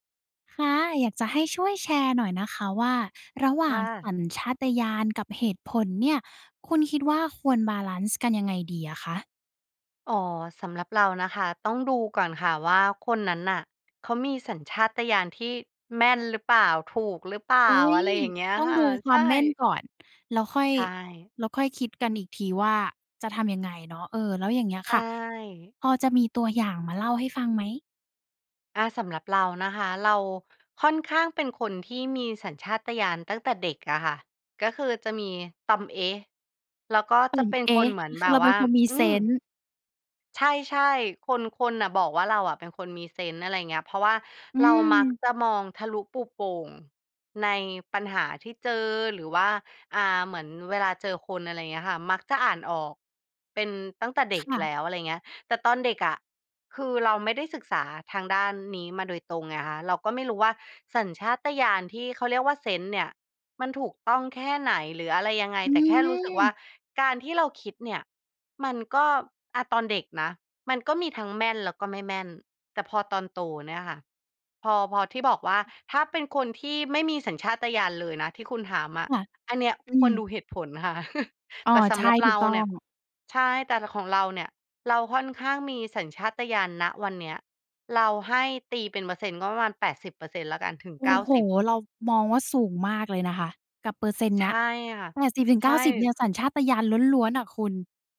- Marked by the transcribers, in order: other background noise; chuckle
- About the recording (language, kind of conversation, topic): Thai, podcast, เราควรปรับสมดุลระหว่างสัญชาตญาณกับเหตุผลในการตัดสินใจอย่างไร?